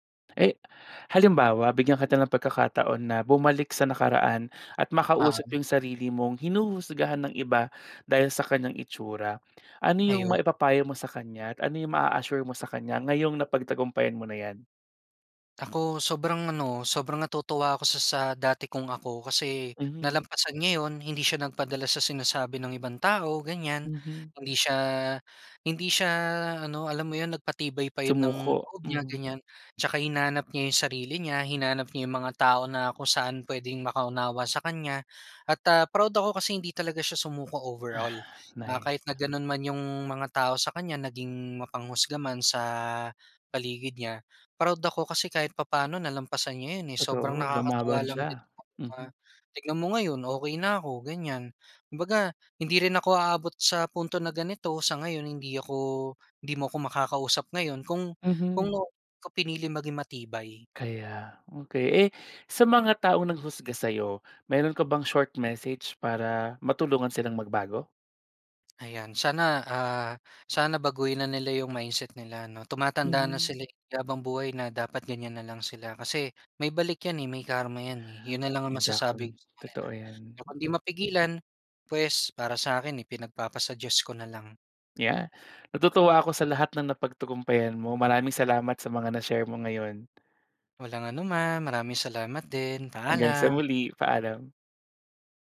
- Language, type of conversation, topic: Filipino, podcast, Paano mo hinaharap ang paghusga ng iba dahil sa iyong hitsura?
- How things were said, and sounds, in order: in English: "maa-assure"; other background noise; unintelligible speech; unintelligible speech; tapping; in English: "mindset"; wind